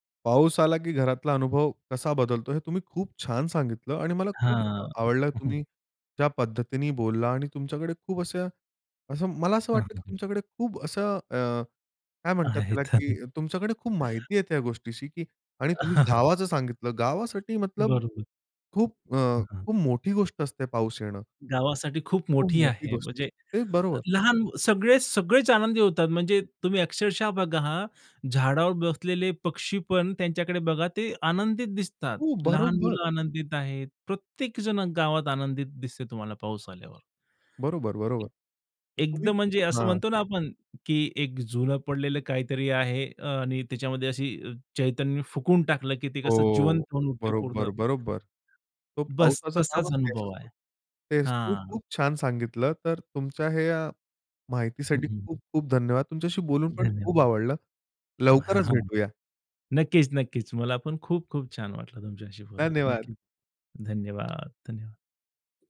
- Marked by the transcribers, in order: chuckle; laughing while speaking: "आहेत"; chuckle; other background noise; joyful: "धन्यवाद"
- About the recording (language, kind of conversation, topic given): Marathi, podcast, पाऊस सुरु झाला की घरातील वातावरण आणि दैनंदिन जीवनाचा अनुभव कसा बदलतो?